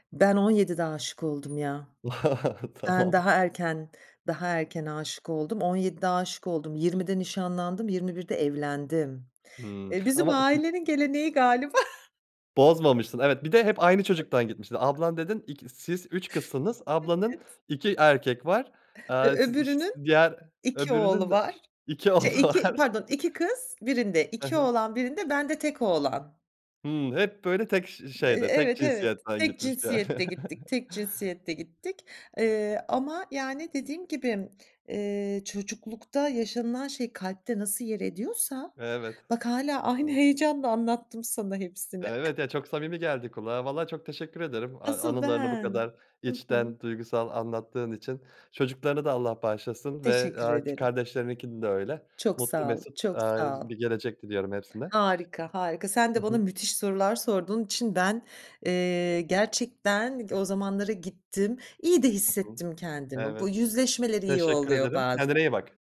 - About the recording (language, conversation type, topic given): Turkish, podcast, Çocukluğunuzda aileniz içinde sizi en çok etkileyen an hangisiydi?
- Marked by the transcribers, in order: other background noise; laughing while speaking: "Tamam"; tapping; unintelligible speech; chuckle; laughing while speaking: "oğlu var"; other noise; laughing while speaking: "yani"; chuckle; unintelligible speech; drawn out: "ben"